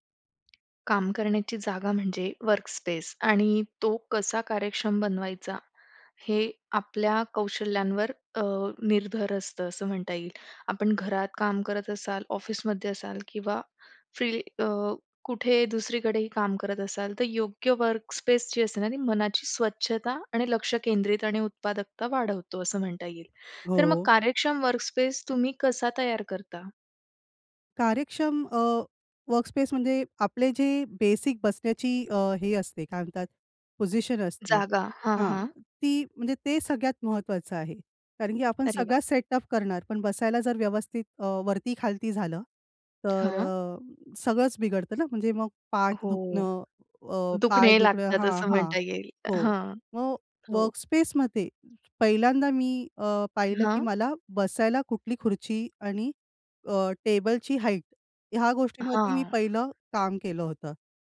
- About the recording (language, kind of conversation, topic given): Marathi, podcast, कार्यक्षम कामाची जागा कशी तयार कराल?
- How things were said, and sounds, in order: tapping; in English: "वर्कस्पेस"; in English: "वर्कस्पेस"; other background noise; in English: "वर्कस्पेस"; in English: "बेसिक"; in English: "वर्कस्पेसमध्ये"